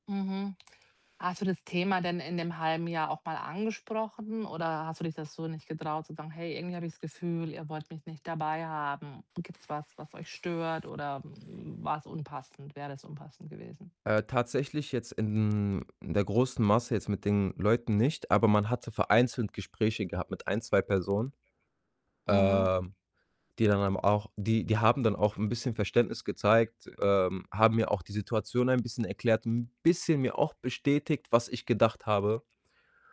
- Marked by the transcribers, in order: other background noise; distorted speech; drawn out: "in"; background speech
- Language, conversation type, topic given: German, advice, Warum fühle ich mich bei Feiern oft ausgeschlossen und unwohl?